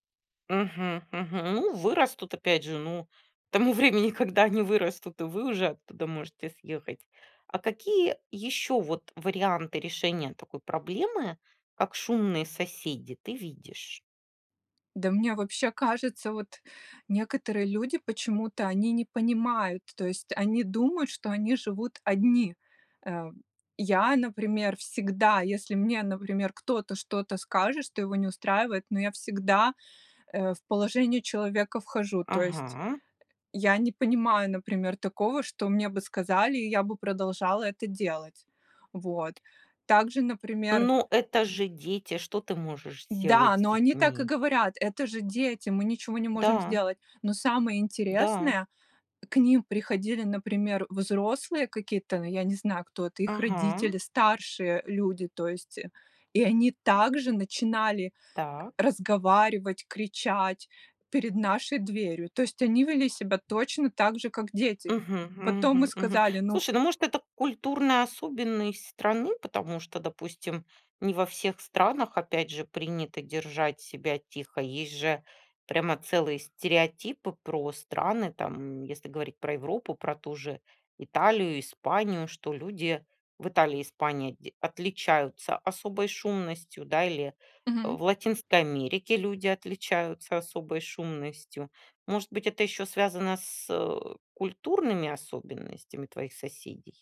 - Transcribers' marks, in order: laughing while speaking: "к тому времени, когда они вырастут"; tapping; other background noise
- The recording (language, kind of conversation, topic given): Russian, podcast, Как наладить отношения с соседями?